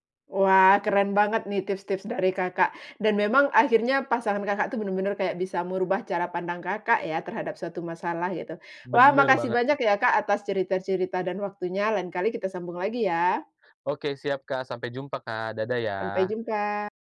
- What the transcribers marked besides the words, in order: other background noise
- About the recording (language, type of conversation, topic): Indonesian, podcast, Siapa orang yang paling mengubah cara pandangmu, dan bagaimana prosesnya?